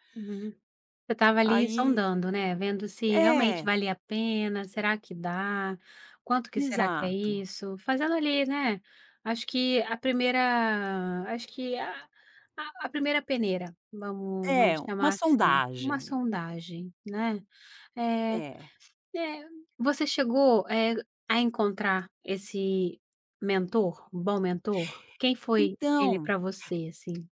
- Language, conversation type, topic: Portuguese, podcast, Como você escolhe um bom mentor hoje em dia?
- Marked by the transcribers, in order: other background noise